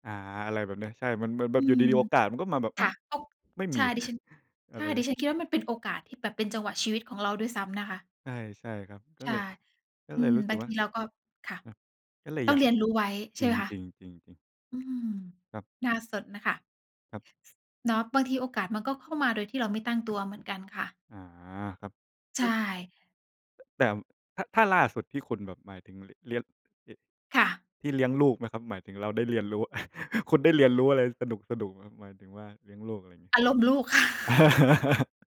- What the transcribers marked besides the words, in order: "ก็" said as "ก๊อบ"; chuckle; "แต่" said as "แต่ม"; "เลี้ยง" said as "เลี๊ยน"; laugh; laugh; laughing while speaking: "ค่ะ"; laugh
- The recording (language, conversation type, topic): Thai, unstructured, การเรียนรู้ที่สนุกที่สุดในชีวิตของคุณคืออะไร?